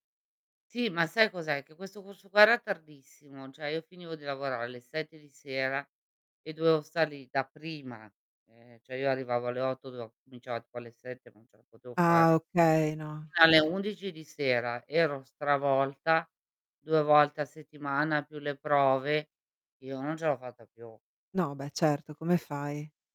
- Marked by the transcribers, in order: distorted speech
- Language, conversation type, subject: Italian, unstructured, Hai mai smesso di praticare un hobby perché ti annoiavi?